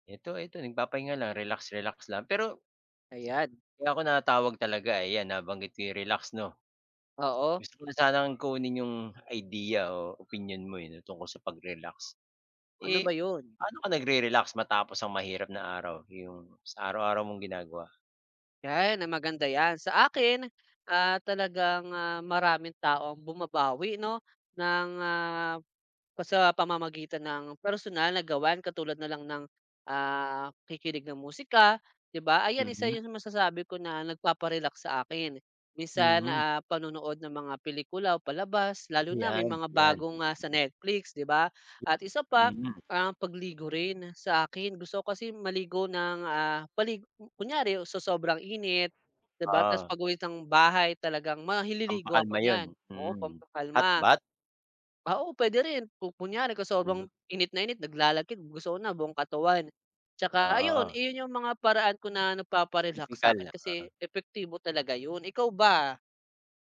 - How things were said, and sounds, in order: tapping; other background noise; background speech
- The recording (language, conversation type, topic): Filipino, unstructured, Paano ka nagpapahinga matapos ang mahirap na araw?